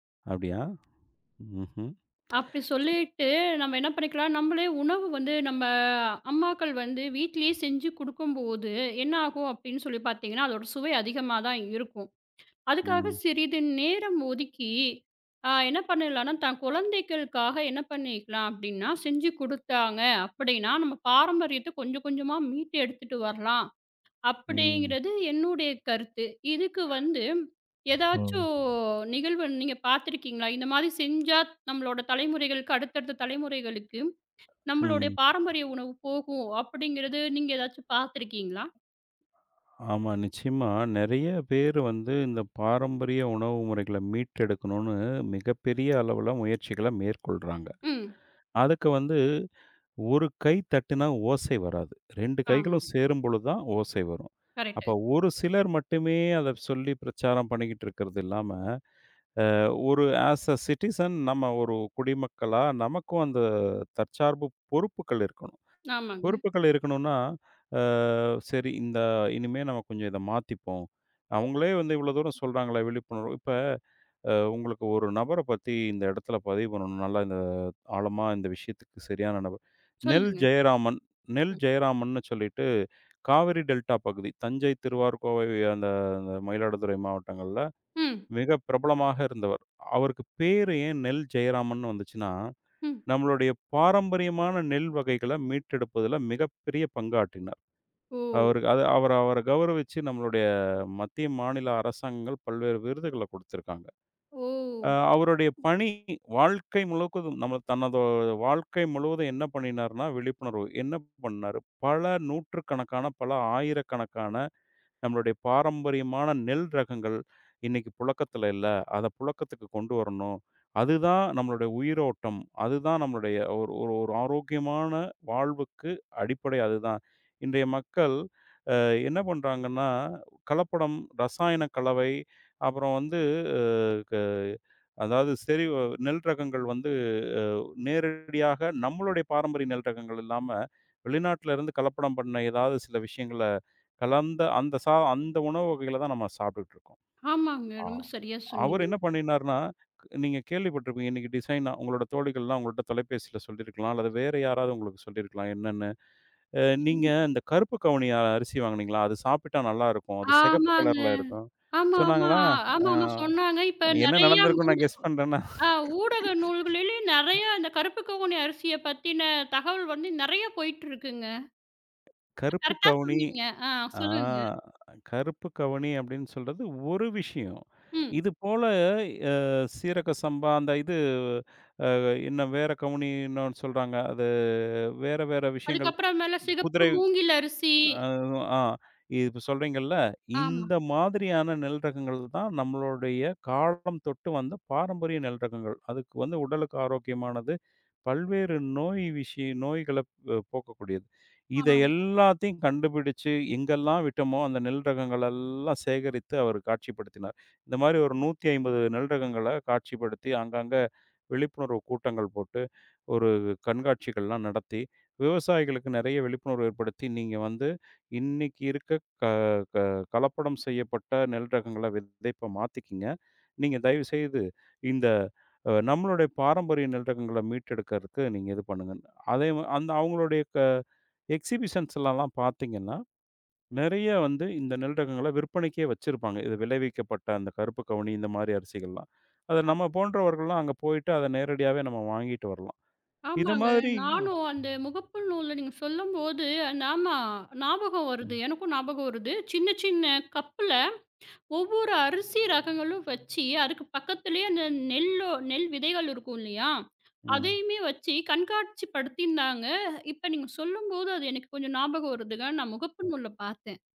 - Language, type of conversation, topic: Tamil, podcast, பாரம்பரிய உணவுகளை அடுத்த தலைமுறைக்கு எப்படிக் கற்றுக்கொடுப்பீர்கள்?
- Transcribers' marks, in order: tapping; other noise; other background noise; drawn out: "ஏதாச்சும்"; in English: "அஸ் அ சிட்டிசன்"; drawn out: "அ"; drawn out: "ஓ!"; "முழுவதும்" said as "முழுகதும்"; in English: "டிசைனா"; drawn out: "அ"; in English: "கெஸ்"; laugh; drawn out: "அ"; in English: "எக்ஸிபிஷன்ஸ்லலாம்"; "ஆமா" said as "நாமா"